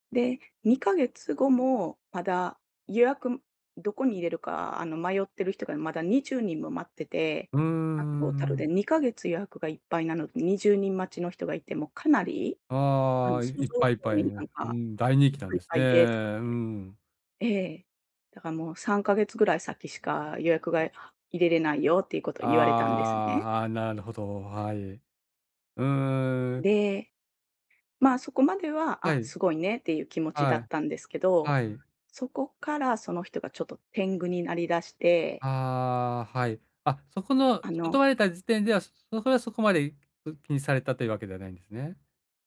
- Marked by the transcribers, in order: unintelligible speech
- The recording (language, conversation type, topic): Japanese, advice, 他人の評価に振り回されて自分の価値がわからなくなったとき、どうすればいいですか？